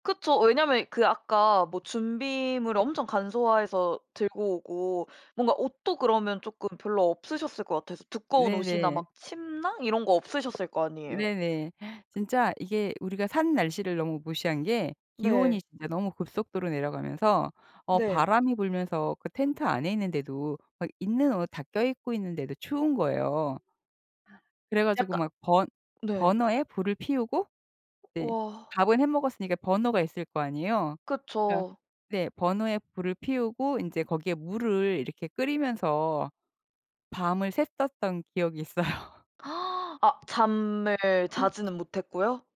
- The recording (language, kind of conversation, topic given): Korean, podcast, 등산이나 캠핑 중 큰 위기를 겪은 적이 있으신가요?
- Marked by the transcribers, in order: tapping; other background noise; laughing while speaking: "있어요"; gasp